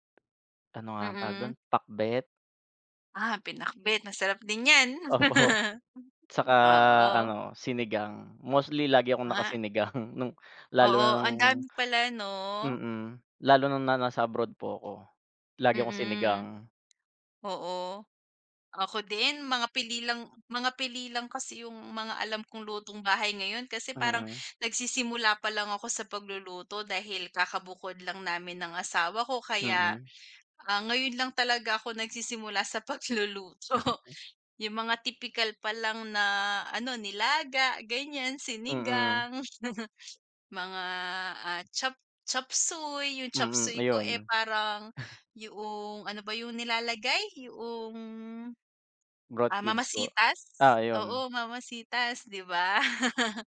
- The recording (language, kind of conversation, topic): Filipino, unstructured, Ano ang palagay mo tungkol sa pagkain sa labas kumpara sa lutong bahay?
- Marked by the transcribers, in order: laughing while speaking: "Opo"; laugh; tapping; chuckle; other background noise; laughing while speaking: "pagluluto"; laugh; chuckle; laugh